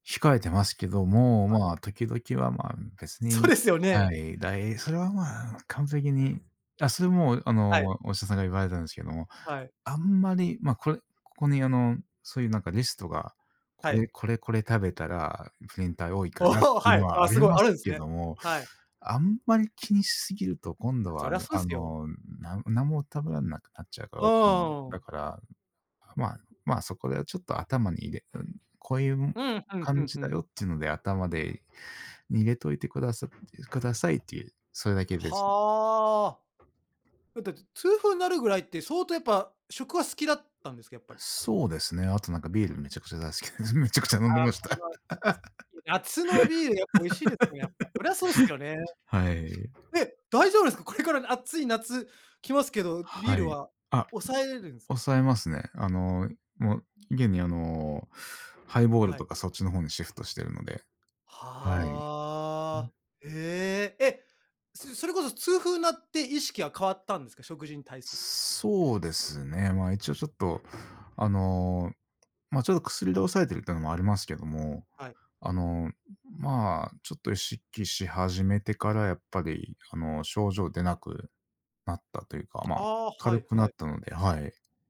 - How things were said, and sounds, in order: laughing while speaking: "おお"; other background noise; laughing while speaking: "大好きです。めちゃくちゃ飲んでました"; laugh
- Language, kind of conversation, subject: Japanese, unstructured, 健康的な食事とはどのようなものだと思いますか？